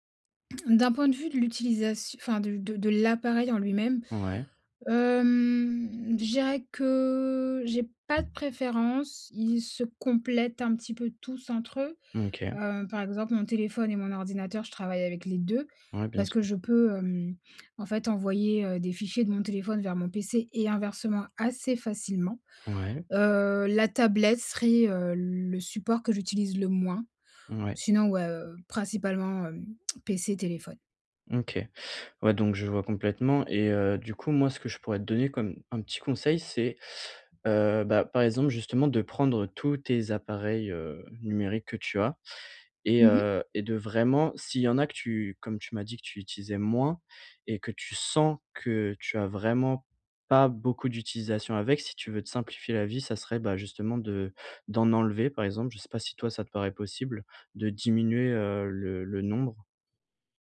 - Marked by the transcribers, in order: drawn out: "que"; tapping; "OK" said as "MK"; other background noise
- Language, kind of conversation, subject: French, advice, Comment puis-je simplifier mes appareils et mes comptes numériques pour alléger mon quotidien ?